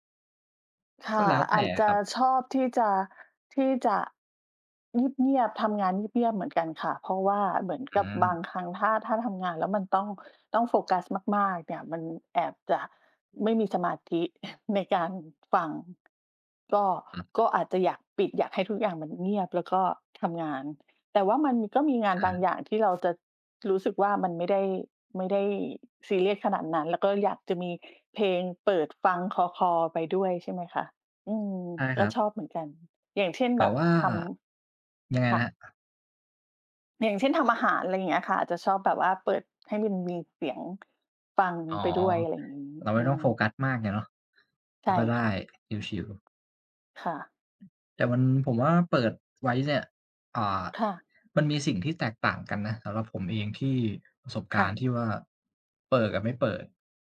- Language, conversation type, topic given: Thai, unstructured, คุณชอบฟังเพลงระหว่างทำงานหรือชอบทำงานในความเงียบมากกว่ากัน และเพราะอะไร?
- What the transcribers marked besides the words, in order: chuckle; other background noise